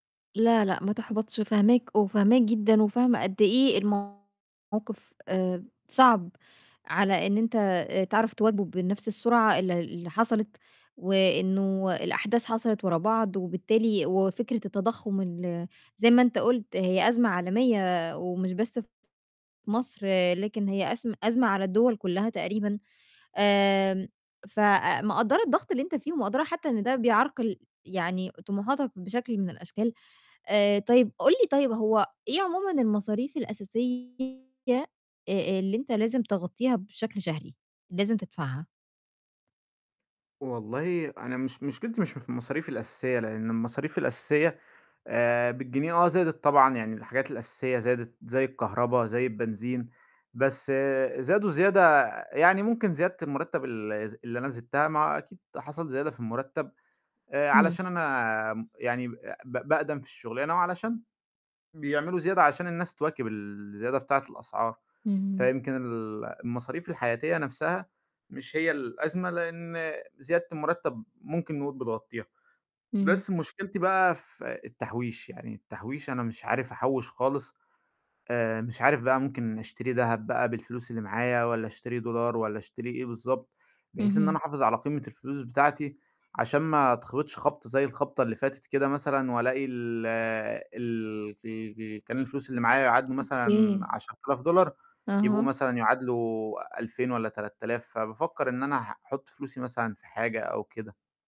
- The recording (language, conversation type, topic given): Arabic, advice, إيه التغيير المفاجئ اللي حصل في وضعك المادي، وإزاي الأزمة الاقتصادية أثّرت على خططك؟
- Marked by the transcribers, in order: distorted speech